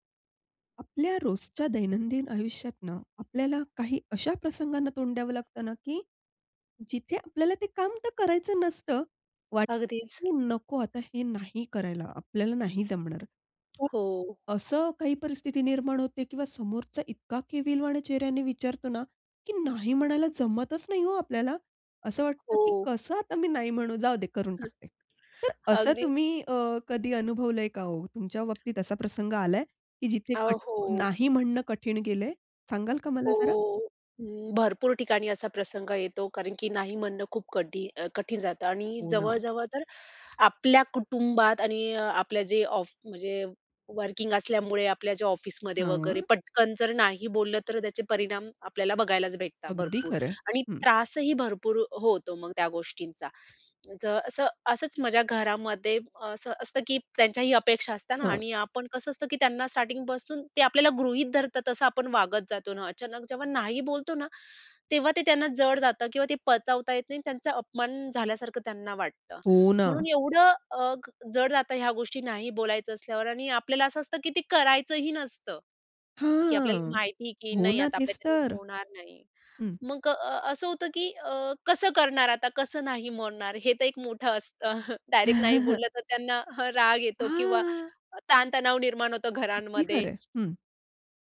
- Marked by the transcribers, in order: tapping; other noise; drawn out: "हो"; in English: "वर्किंग"; door; chuckle
- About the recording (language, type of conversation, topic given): Marathi, podcast, दैनंदिन जीवनात ‘नाही’ म्हणताना तुम्ही स्वतःला कसे सांभाळता?